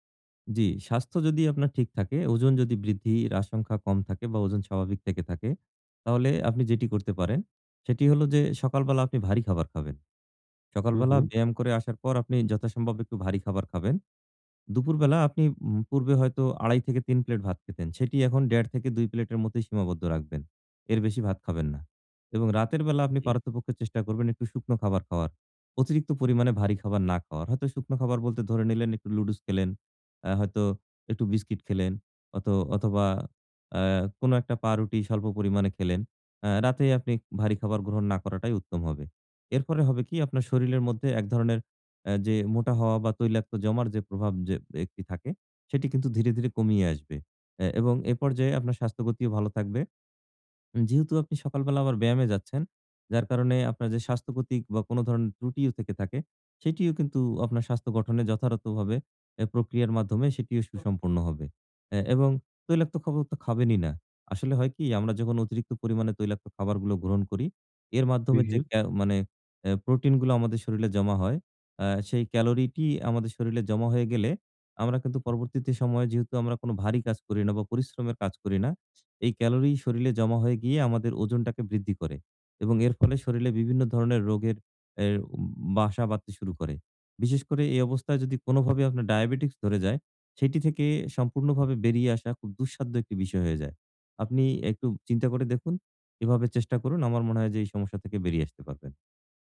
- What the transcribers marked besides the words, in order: tapping; other background noise; "শরীরের" said as "শরীলে"; "একটি" said as "এক্তি"; unintelligible speech; "খাবার" said as "খাবা"; "শরীরে" said as "শরীলে"; "শরীরে" said as "শরীলে"; "শরীরে" said as "শরীলে"; "শরীরে" said as "শরীলে"
- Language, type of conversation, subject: Bengali, advice, আমি কীভাবে প্রতিদিন সহজভাবে স্বাস্থ্যকর অভ্যাসগুলো সততার সঙ্গে বজায় রেখে ধারাবাহিক থাকতে পারি?